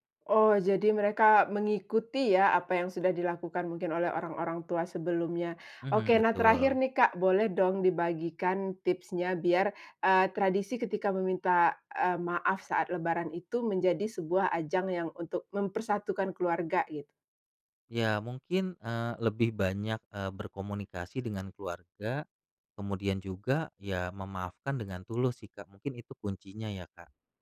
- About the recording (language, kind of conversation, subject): Indonesian, podcast, Bagaimana tradisi minta maaf saat Lebaran membantu rekonsiliasi keluarga?
- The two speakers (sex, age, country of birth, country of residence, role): female, 35-39, Indonesia, Indonesia, host; male, 35-39, Indonesia, Indonesia, guest
- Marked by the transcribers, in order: none